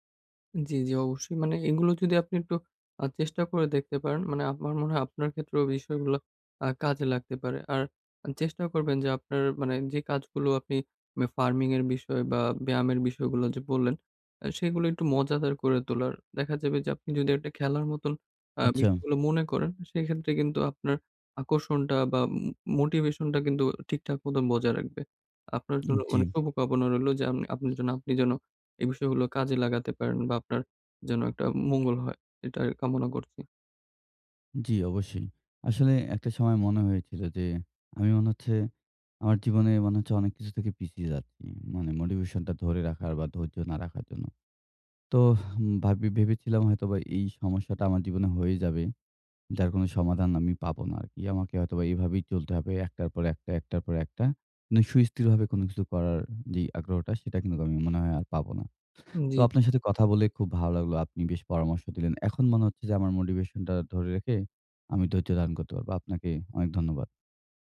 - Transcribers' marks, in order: tapping; alarm; other background noise
- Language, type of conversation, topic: Bengali, advice, ব্যায়াম চালিয়ে যেতে কীভাবে আমি ধারাবাহিকভাবে অনুপ্রেরণা ধরে রাখব এবং ধৈর্য গড়ে তুলব?